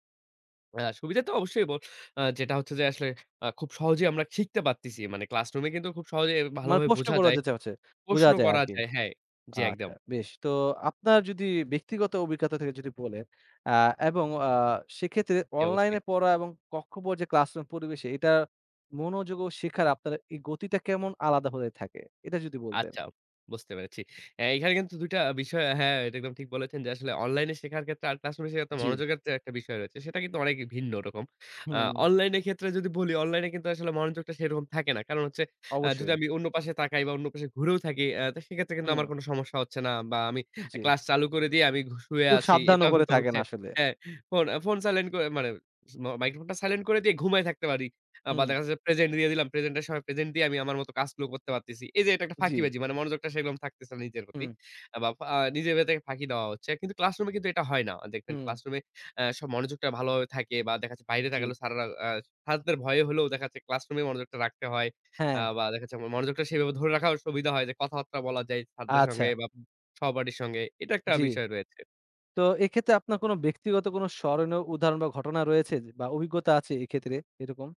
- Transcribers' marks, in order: "যেতে" said as "যেছে"; "আচ্ছা" said as "আচ্চা"; other background noise
- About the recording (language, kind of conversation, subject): Bengali, podcast, অনলাইন শেখা আর শ্রেণিকক্ষের পাঠদানের মধ্যে পার্থক্য সম্পর্কে আপনার কী মত?
- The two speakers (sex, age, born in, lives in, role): male, 20-24, Bangladesh, Bangladesh, host; male, 25-29, Bangladesh, Bangladesh, guest